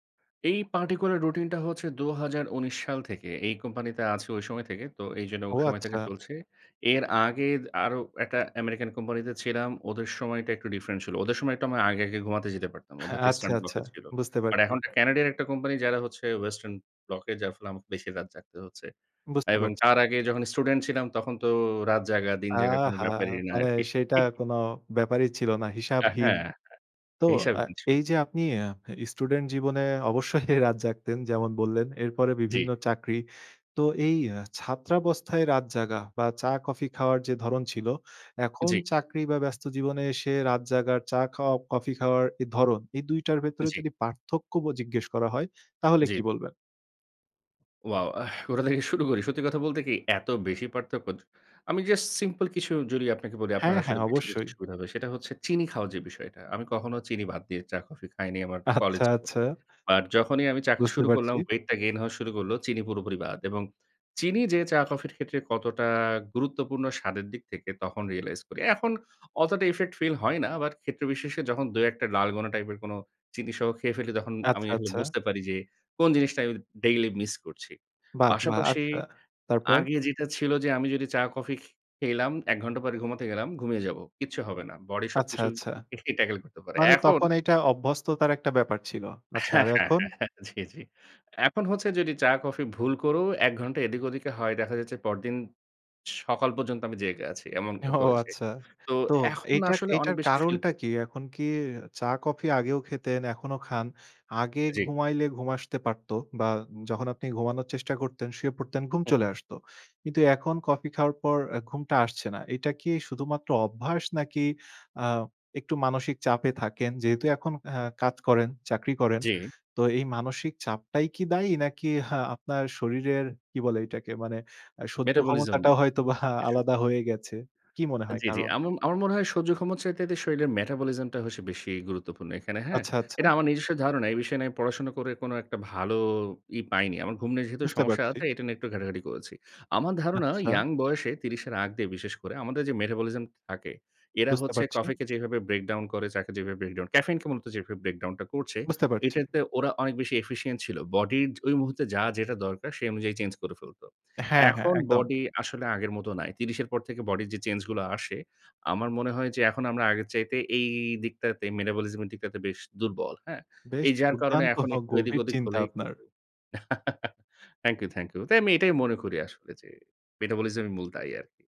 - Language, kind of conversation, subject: Bengali, podcast, কফি বা চা খাওয়া আপনার এনার্জিতে কী প্রভাব ফেলে?
- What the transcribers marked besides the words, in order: in English: "পার্টিকুলার"; in English: "ডিফরেন্ট"; laughing while speaking: "হ্যাঁ"; in English: "ইস্টার্ন ব্লক"; "ক্যানাডিয়ান" said as "ক্যানাডিয়ার"; in English: "ওয়েস্টার্ন ব্লক"; laughing while speaking: "আরকি"; scoff; laughing while speaking: "অবশ্যই"; laughing while speaking: "আচ্ছা, আচ্ছা"; in English: "গেইন"; in English: "ইফেক্ট"; in Korean: "ডালগোনা"; in English: "ফিটলি"; laughing while speaking: "হ্যাঁ। জি, জি"; laughing while speaking: "ও আচ্ছা"; in English: "মেটাবলিজম"; laughing while speaking: "হয়তোবা আলাদা"; tapping; in English: "মেটাবলিজম"; in English: "মেটাবলিজম"; in English: "ব্রেকডাউন"; "যাকে" said as "চাকে"; in English: "ব্রেকডাউন"; in English: "এফিসিইয়েন্ট"; in English: "মেটাবলিজম"; laughing while speaking: "দুর্দান্ত গভীর"